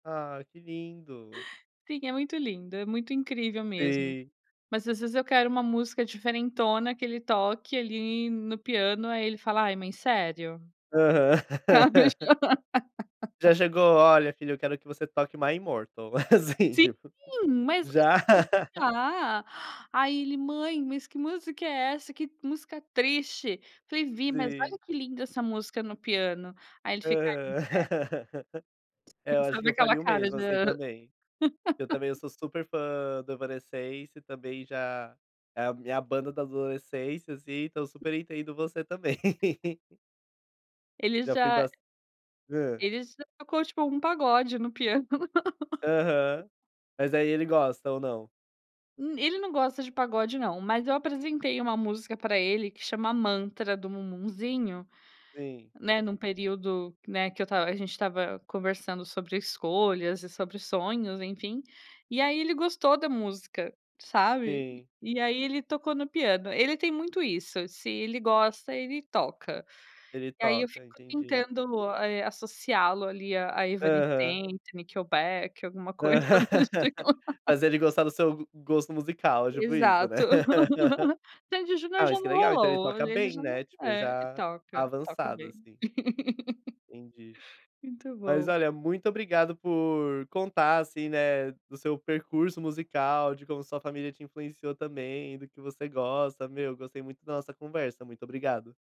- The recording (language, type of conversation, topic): Portuguese, podcast, Como a sua família influenciou seu gosto musical?
- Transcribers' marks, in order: laugh; laughing while speaking: "Assim"; laugh; laugh; laugh; tapping; other background noise; laugh; laugh; laugh; laughing while speaking: "Então, deixa em"; laugh; laugh